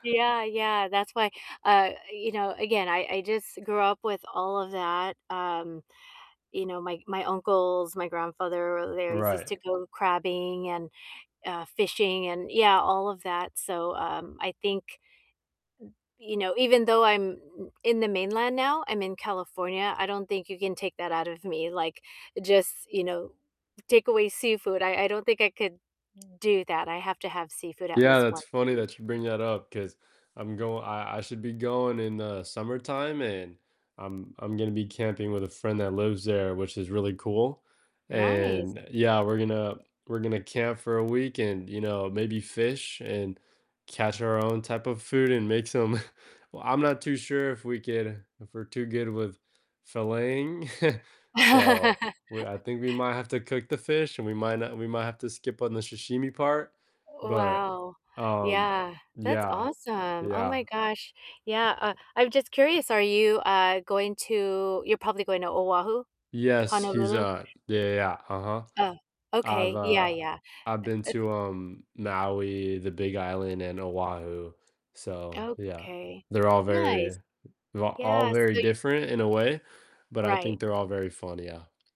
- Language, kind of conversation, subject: English, unstructured, How do you think food brings people together?
- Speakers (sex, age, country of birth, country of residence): female, 55-59, United States, United States; male, 18-19, United States, United States
- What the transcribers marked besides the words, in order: distorted speech; tapping; other background noise; laughing while speaking: "some"; laugh; chuckle